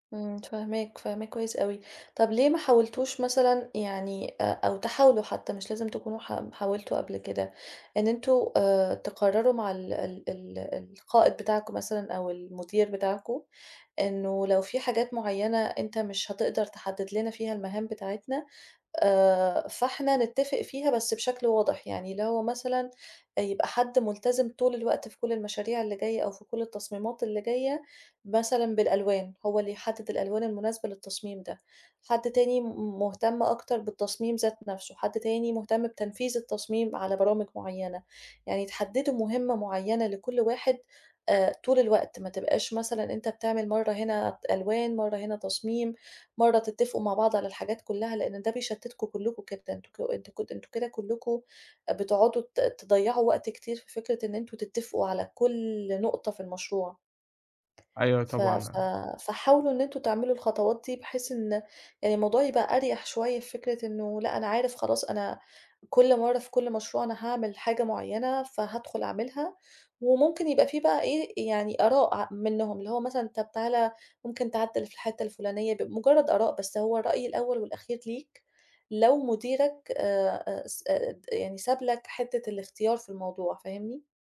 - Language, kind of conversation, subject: Arabic, advice, إزاي عدم وضوح الأولويات بيشتّت تركيزي في الشغل العميق؟
- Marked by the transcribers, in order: none